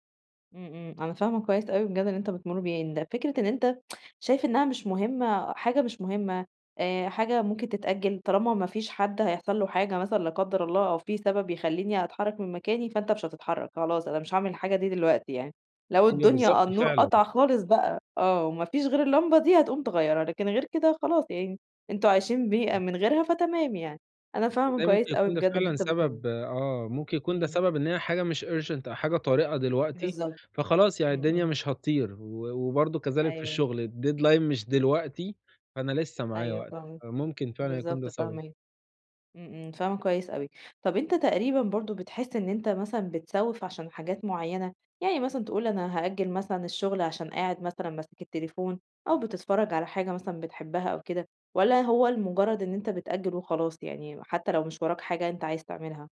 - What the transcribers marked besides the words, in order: tsk; unintelligible speech; in English: "urgent"; in English: "الdeadline"
- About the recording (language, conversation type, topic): Arabic, advice, إزاي أقلّل التسويف كل يوم وألتزم بإنجاز واجباتي وأهدافي بانتظام؟